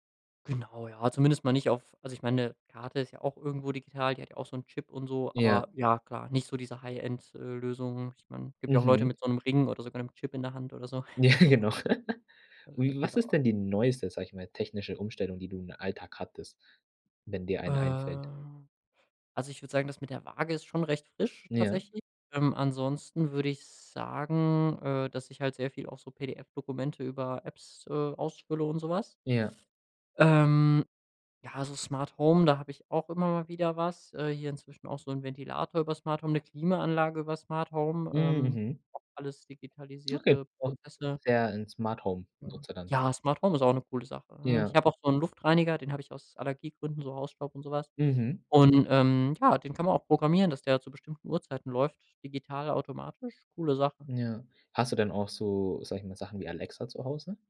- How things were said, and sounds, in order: other background noise; laughing while speaking: "Ja, genau"; chuckle; drawn out: "Ähm"; unintelligible speech
- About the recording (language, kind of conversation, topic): German, podcast, Sag mal, wie beeinflusst Technik deinen Alltag heute am meisten?